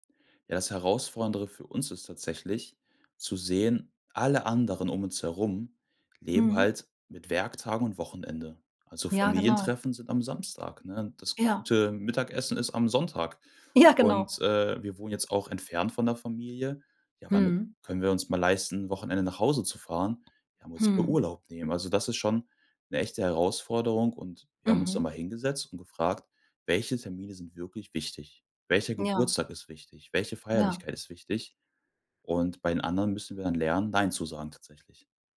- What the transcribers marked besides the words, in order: "Herausfordernde" said as "herausforendere"; joyful: "Ja, genau"; laughing while speaking: "Ja, genau"; other background noise; stressed: "Geburtstag"
- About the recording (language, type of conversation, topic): German, podcast, Wie findest du eine gute Balance zwischen Arbeit und Freizeit?